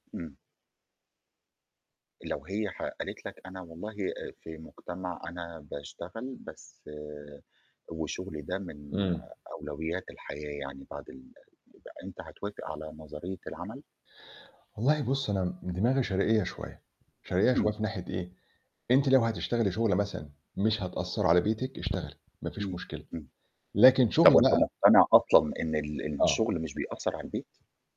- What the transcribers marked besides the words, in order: static
- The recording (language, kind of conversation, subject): Arabic, podcast, إيه الحاجات اللي بتأثر عليك وإنت بتختار شريك حياتك؟